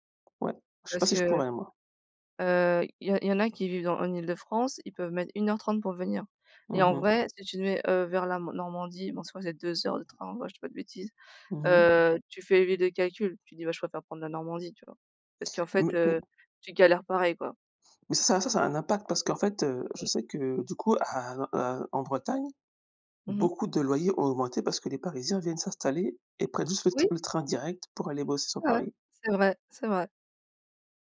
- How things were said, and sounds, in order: other background noise
- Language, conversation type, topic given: French, unstructured, Qu’est-ce qui te rend heureux dans ta façon d’épargner ?